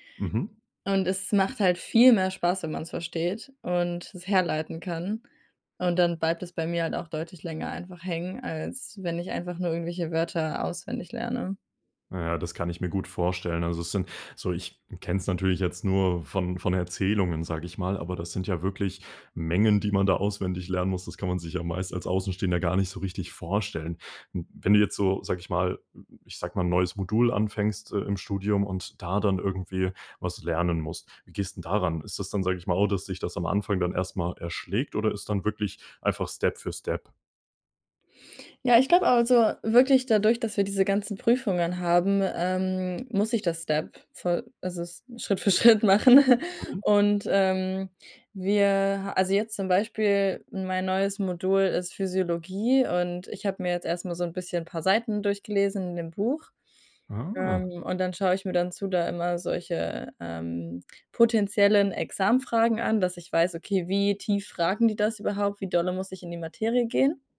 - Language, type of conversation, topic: German, podcast, Wie bleibst du langfristig beim Lernen motiviert?
- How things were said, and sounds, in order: in English: "Step"; in English: "Step?"; in English: "Step"; laughing while speaking: "machen"